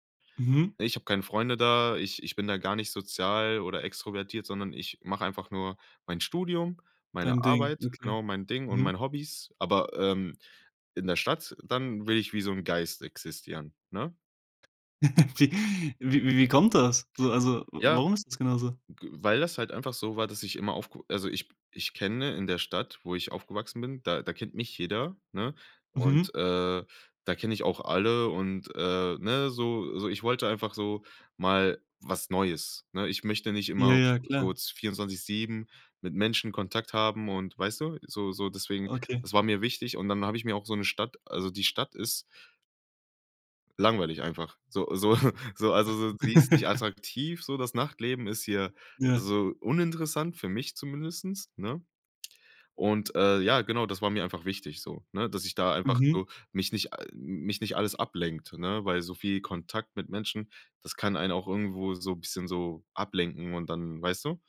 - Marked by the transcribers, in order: chuckle; inhale; chuckle; laugh; "zumindest" said as "zumindestens"
- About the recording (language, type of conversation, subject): German, podcast, Wie hast du einen Neuanfang geschafft?
- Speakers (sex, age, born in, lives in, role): male, 20-24, Germany, Germany, host; male, 25-29, Germany, Germany, guest